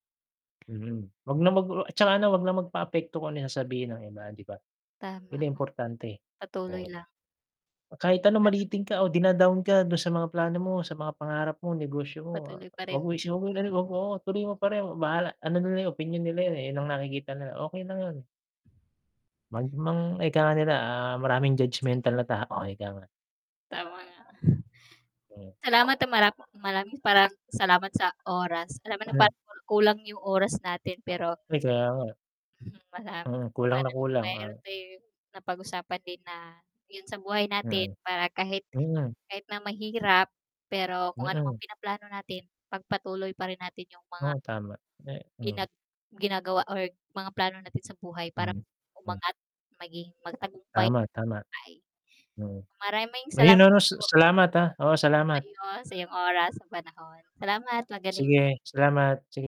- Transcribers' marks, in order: static; unintelligible speech; unintelligible speech; unintelligible speech; mechanical hum; wind; unintelligible speech; chuckle; unintelligible speech; unintelligible speech; distorted speech
- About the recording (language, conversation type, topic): Filipino, unstructured, Paano mo hinaharap ang mga taong humahadlang sa mga plano mo?